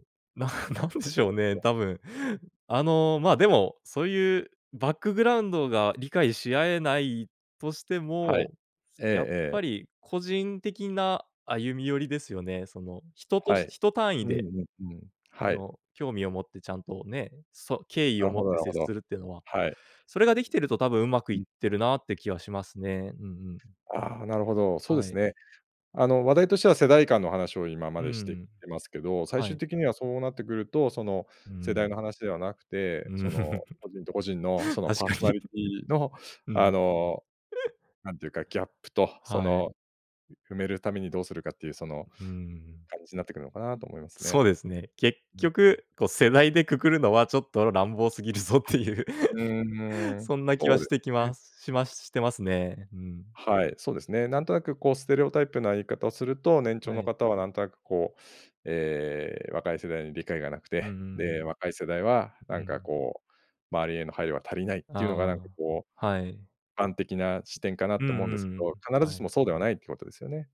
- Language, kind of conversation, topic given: Japanese, podcast, 世代間のつながりを深めるには、どのような方法が効果的だと思いますか？
- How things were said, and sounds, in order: laughing while speaking: "なん なんでしょうね"; other background noise; laughing while speaking: "うん。確かに"; laugh; tapping; laughing while speaking: "過ぎるぞっていう"; "一般的" said as "ぱんてき"